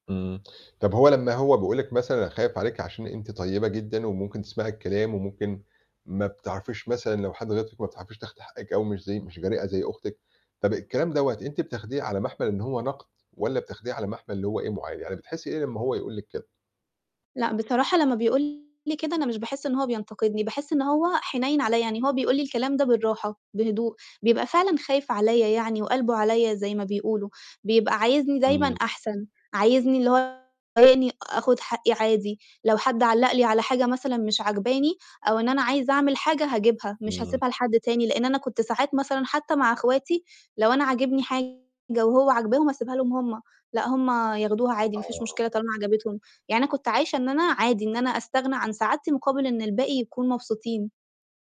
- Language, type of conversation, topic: Arabic, advice, إزاي أتعامل مع النقد اللي بيجيلي باستمرار من حد من عيلتي؟
- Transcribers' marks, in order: static; distorted speech